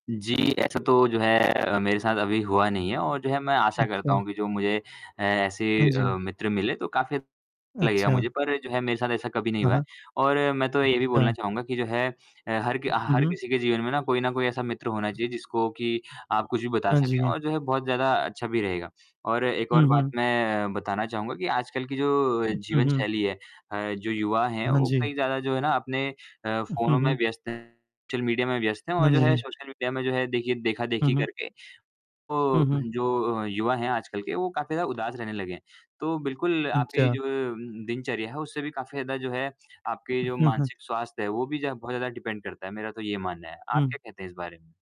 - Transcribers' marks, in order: distorted speech; tapping; other noise; other background noise; mechanical hum; static; in English: "डिपेंड"
- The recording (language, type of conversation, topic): Hindi, unstructured, जब आप उदास होते हैं, तो आप क्या करते हैं?